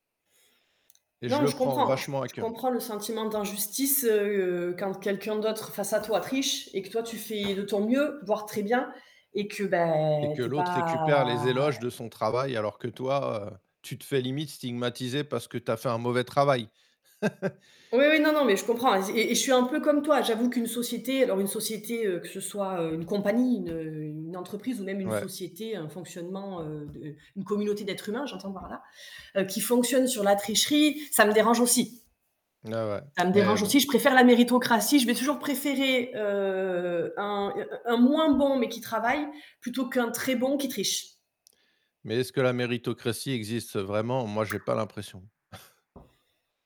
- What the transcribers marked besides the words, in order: tapping; drawn out: "pas"; laugh; static; drawn out: "heu"; other background noise; chuckle
- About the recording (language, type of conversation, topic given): French, unstructured, Que ressens-tu face à la tricherie, même pour de petites choses ?
- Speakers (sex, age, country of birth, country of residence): female, 35-39, France, France; male, 45-49, France, France